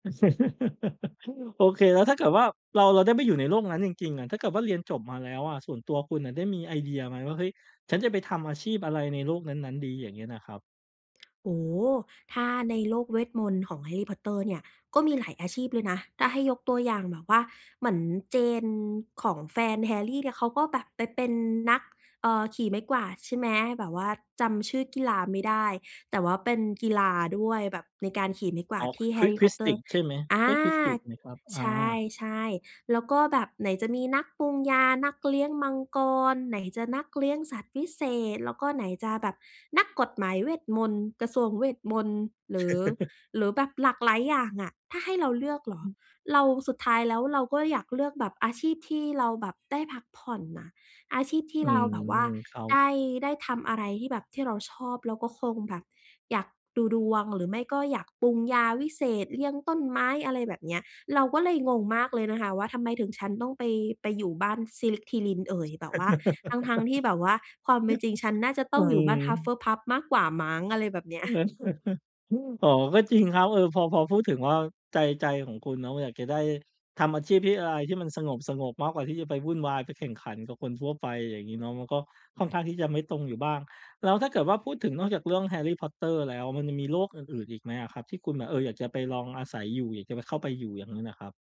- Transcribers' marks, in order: laugh; tapping; chuckle; other noise; other background noise; laugh; chuckle
- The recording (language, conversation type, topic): Thai, podcast, ถ้าต้องเลือกไปอยู่ในโลกสมมติ คุณอยากไปอยู่ที่ไหน?